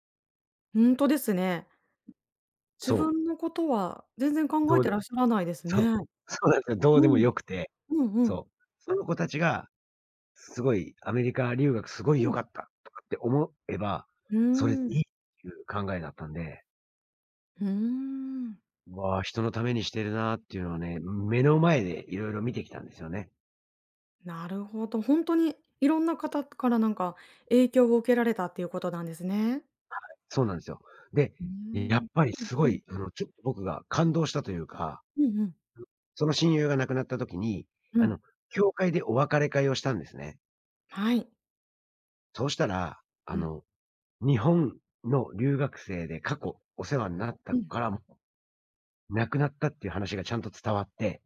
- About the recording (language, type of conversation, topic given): Japanese, advice, 退職後に新しい日常や目的を見つけたいのですが、どうすればよいですか？
- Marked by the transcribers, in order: other background noise; tapping; drawn out: "うーん"